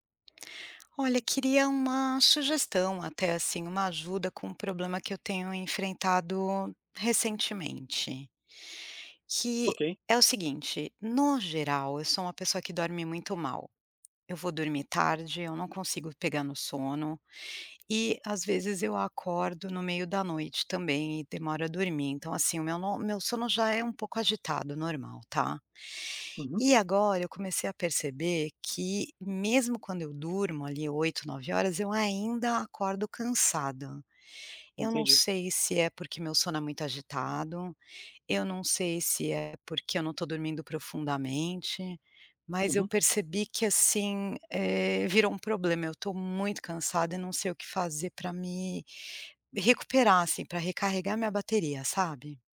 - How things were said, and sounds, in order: tapping
- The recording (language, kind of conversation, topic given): Portuguese, advice, Por que acordo cansado mesmo após uma noite completa de sono?